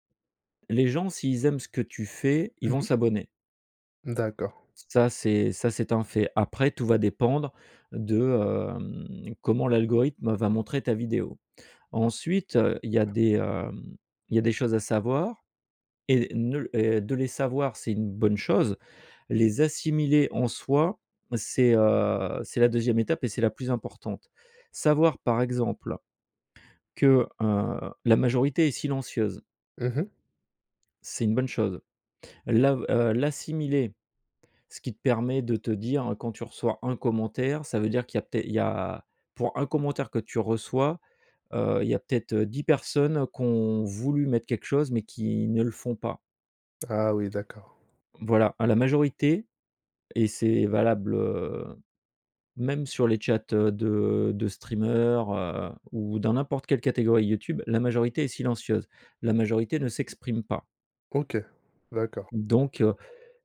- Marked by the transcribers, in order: in English: "streamer"
- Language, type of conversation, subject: French, podcast, Comment gères-tu les critiques quand tu montres ton travail ?